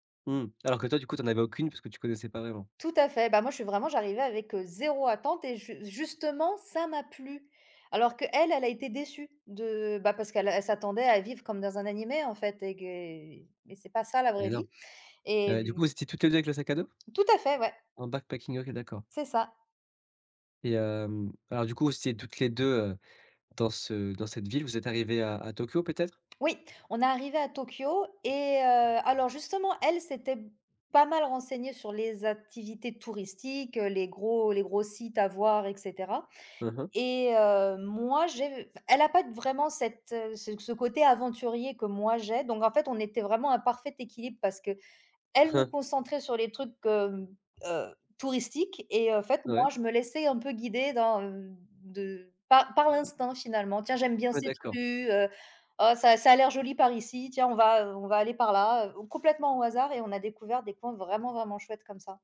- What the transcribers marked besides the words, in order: in English: "backpacking"; chuckle; tapping
- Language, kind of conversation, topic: French, podcast, Quels conseils donnes-tu pour voyager comme un local ?